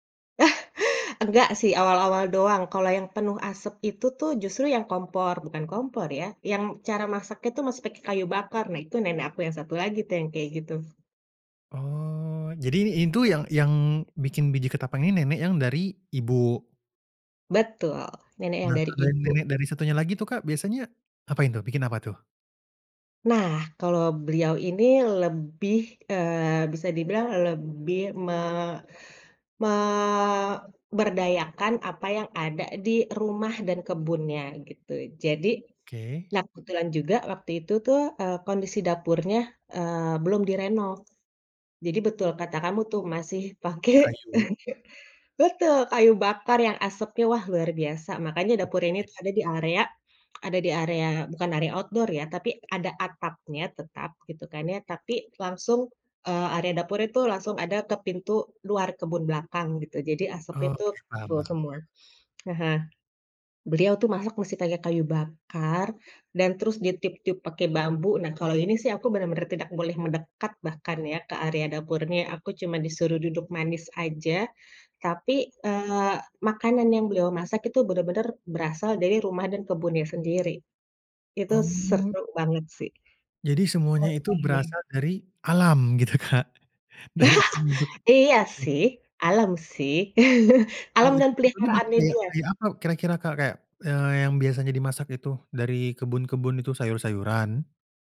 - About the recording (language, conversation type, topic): Indonesian, podcast, Ceritakan pengalaman memasak bersama nenek atau kakek dan apakah ada ritual yang berkesan?
- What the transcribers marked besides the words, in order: chuckle; other background noise; other street noise; laughing while speaking: "pakai"; chuckle; in English: "outdoor"; tapping; laughing while speaking: "Kak, dari alam untuk"; chuckle; chuckle